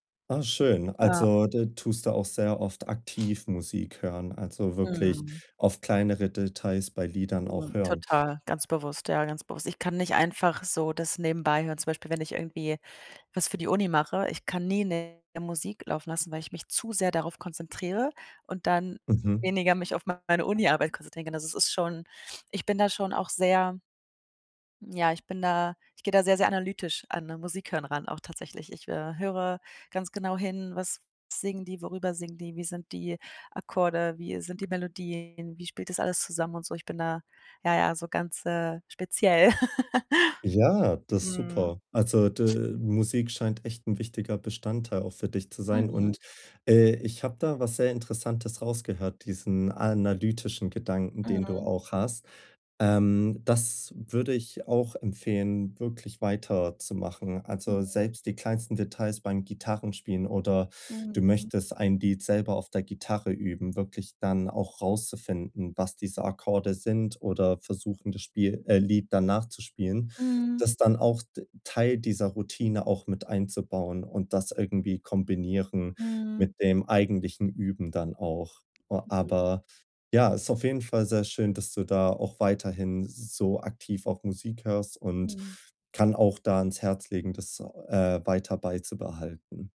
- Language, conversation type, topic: German, advice, Wie finde ich Motivation, um Hobbys regelmäßig in meinen Alltag einzubauen?
- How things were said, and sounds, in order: laugh; other background noise